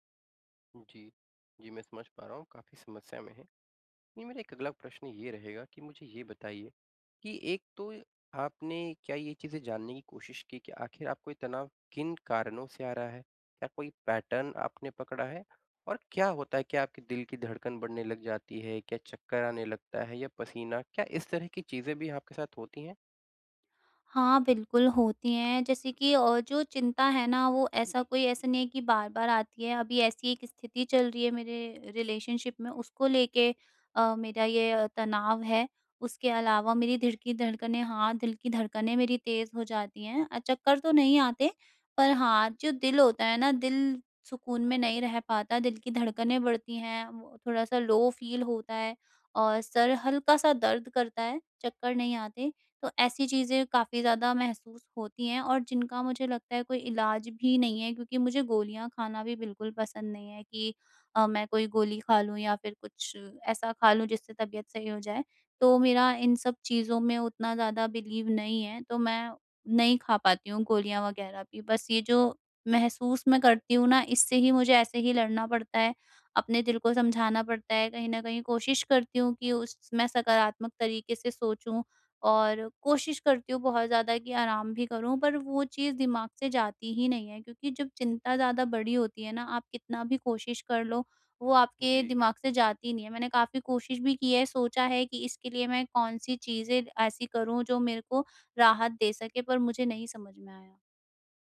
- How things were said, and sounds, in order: in English: "पैटर्न"; in English: "रिलेशनशिप"; in English: "लो फ़ील"; in English: "बिलीव"
- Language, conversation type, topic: Hindi, advice, मैं तीव्र तनाव के दौरान तुरंत राहत कैसे पा सकता/सकती हूँ?